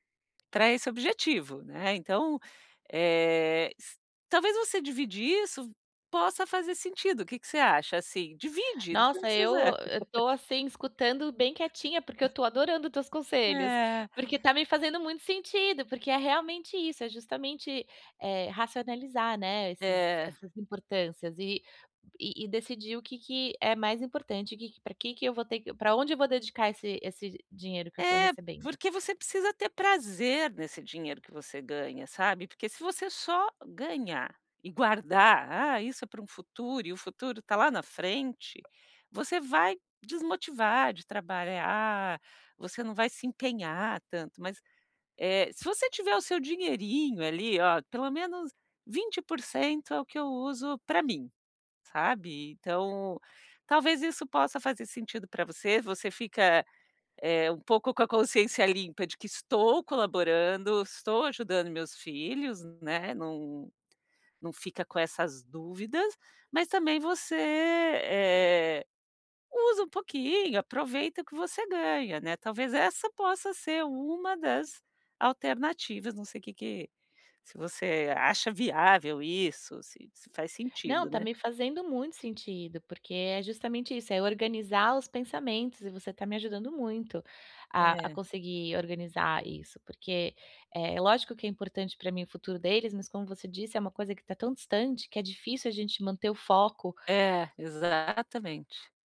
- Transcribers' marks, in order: tapping; laugh
- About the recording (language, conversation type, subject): Portuguese, advice, Como posso equilibrar meu tempo, meu dinheiro e meu bem-estar sem sacrificar meu futuro?